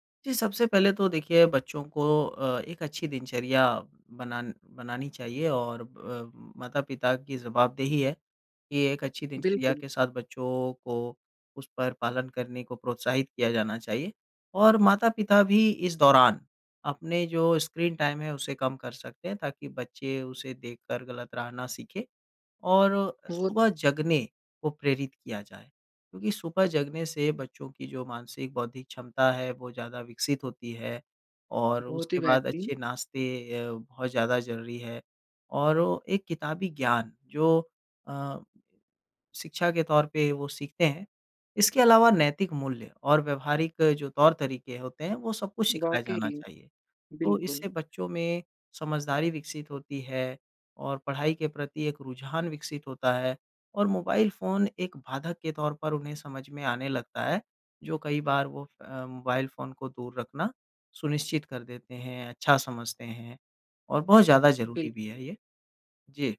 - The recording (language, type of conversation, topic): Hindi, podcast, बच्चों का स्क्रीन समय सीमित करने के व्यावहारिक तरीके क्या हैं?
- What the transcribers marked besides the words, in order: in English: "स्क्रीन टाइम"; tapping